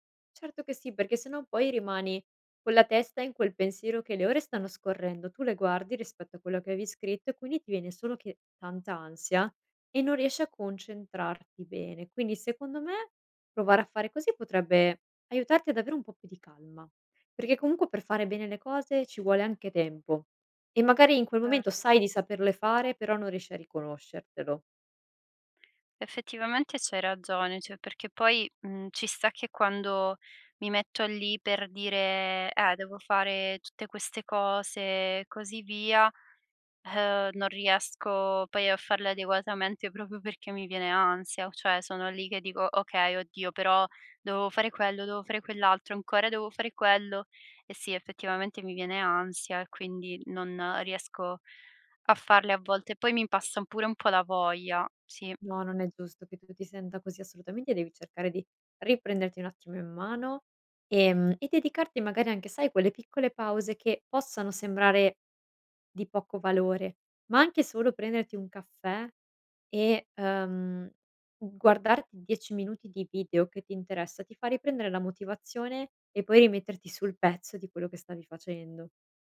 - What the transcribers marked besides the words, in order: other background noise; tapping
- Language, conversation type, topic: Italian, advice, Come descriveresti l’assenza di una routine quotidiana e la sensazione che le giornate ti sfuggano di mano?